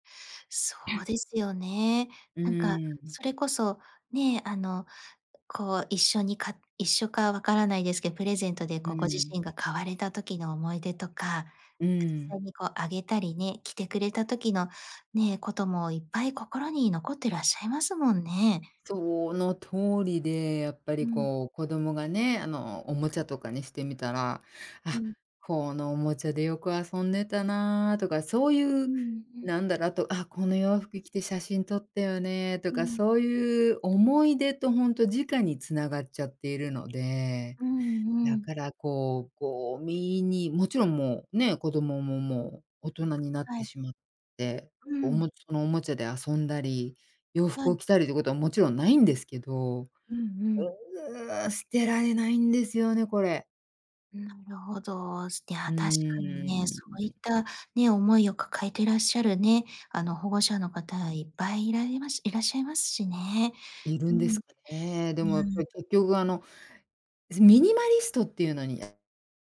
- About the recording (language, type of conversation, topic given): Japanese, advice, 思い出の品が捨てられず、ミニマリストになれない葛藤について説明していただけますか？
- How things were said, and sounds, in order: throat clearing; unintelligible speech; other background noise; in English: "ミニマリスト"; other noise